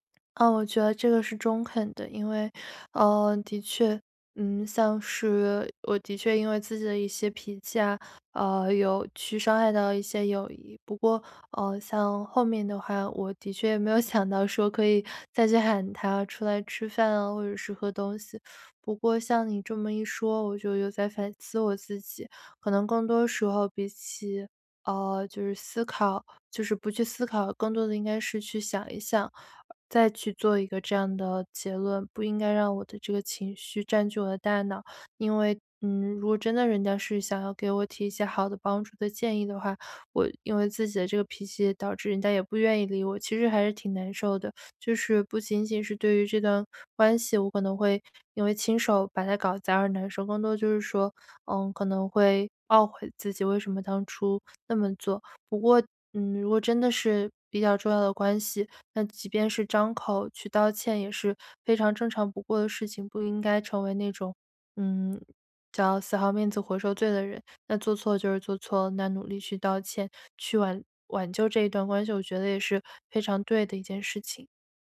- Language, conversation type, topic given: Chinese, advice, 如何才能在听到反馈时不立刻产生防御反应？
- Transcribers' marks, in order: laughing while speaking: "也没有想到说"